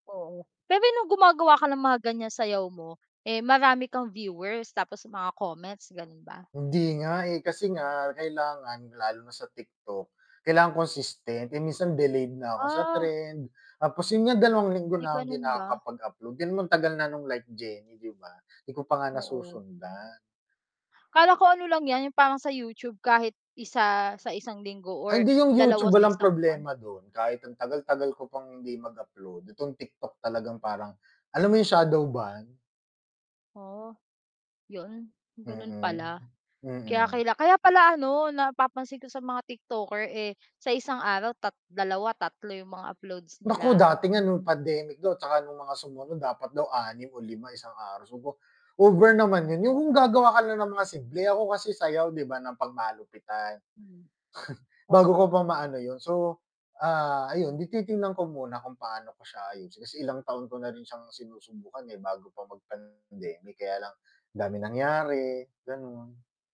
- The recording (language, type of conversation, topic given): Filipino, unstructured, Paano ka nagpapahinga kapag pagod ka na?
- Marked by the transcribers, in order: static; other background noise; scoff; distorted speech